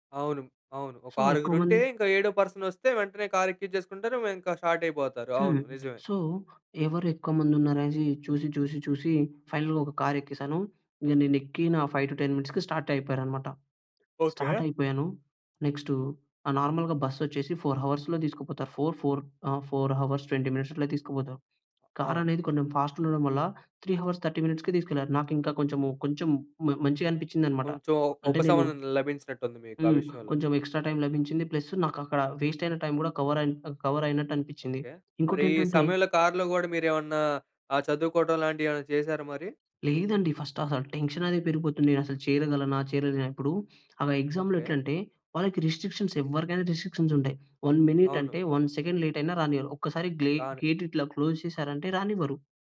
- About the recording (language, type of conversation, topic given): Telugu, podcast, భయాన్ని అధిగమించి ముందుకు ఎలా వెళ్లావు?
- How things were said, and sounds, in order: in English: "సో"; in English: "సో"; in English: "ఫైవ్ టూ టెన్ మినిట్స్‌కి"; in English: "నార్మల్‍గా"; in English: "ఫోర్"; in English: "ఫోర్, ఫోర్"; in English: "మినిట్స్"; in English: "మినిట్స్‌కి"; in English: "ఎక్స్ట్రా టైమ్"; in English: "టైమ్"; lip smack; in English: "ఎగ్జామ్‌లో"; in English: "రిస్ట్రిక్షన్స్"; in English: "వన్"; in English: "వన్ సెకండ్"; in English: "క్లోజ్"